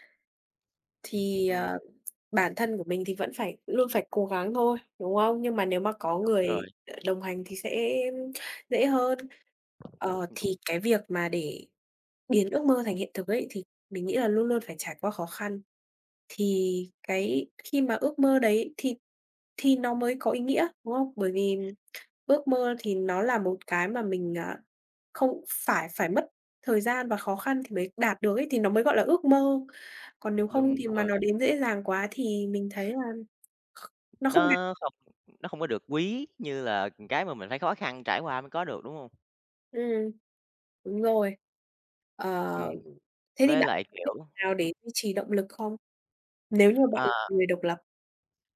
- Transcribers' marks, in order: other background noise; tapping
- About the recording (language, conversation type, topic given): Vietnamese, unstructured, Bạn làm thế nào để biến ước mơ thành những hành động cụ thể và thực tế?
- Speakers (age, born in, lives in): 20-24, Vietnam, Vietnam; 25-29, Vietnam, Vietnam